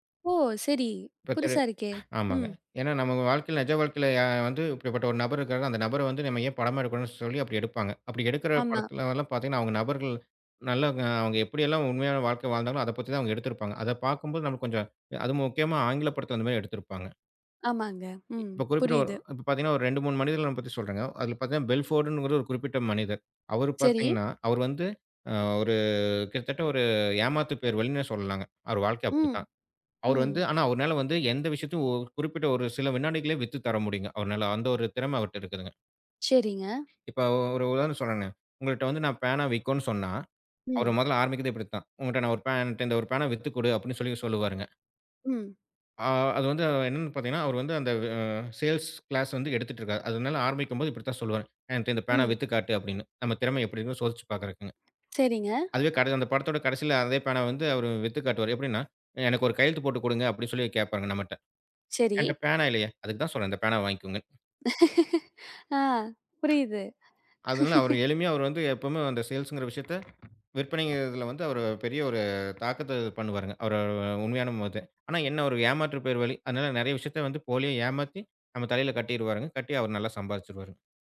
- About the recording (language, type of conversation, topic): Tamil, podcast, நீங்கள் சுயமதிப்பை வளர்த்துக்கொள்ள என்ன செய்தீர்கள்?
- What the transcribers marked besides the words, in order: tapping; other background noise; in English: "சேல்ஸ் க்ளாஸ்"; laugh; laugh; in English: "சேல்ஸ்ங்கிற"